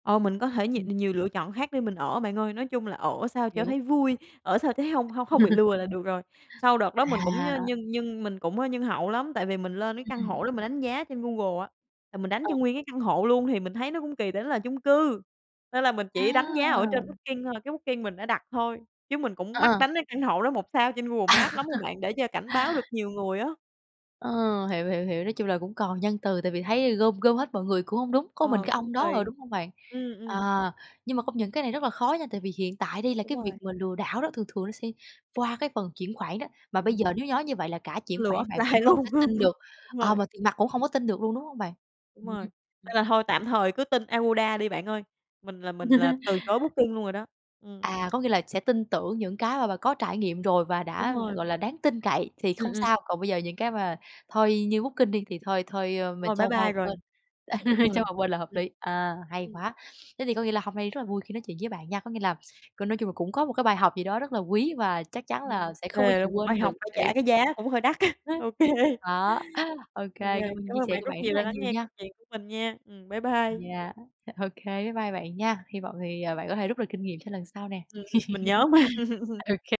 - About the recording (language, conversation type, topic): Vietnamese, podcast, Bạn rút ra bài học gì từ lần bị lừa đảo khi đi du lịch?
- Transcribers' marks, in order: other background noise; laugh; laugh; tapping; laughing while speaking: "luôn"; laugh; laugh; laugh; other noise; laughing while speaking: "đắt á, ô kê"; laugh; laughing while speaking: "nhớ mà"; laugh